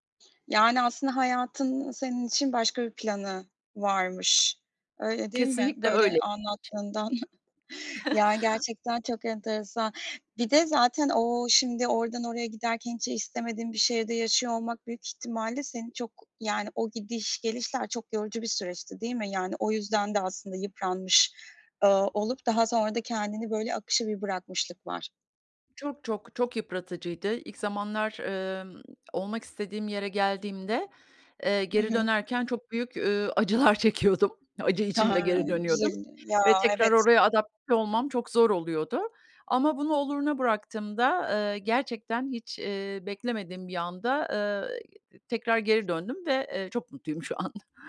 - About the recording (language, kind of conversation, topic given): Turkish, podcast, Hayatta öğrendiğin en önemli ders nedir?
- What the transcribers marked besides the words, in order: chuckle; laughing while speaking: "acılar çekiyordum"; other background noise; unintelligible speech; laughing while speaking: "şu an"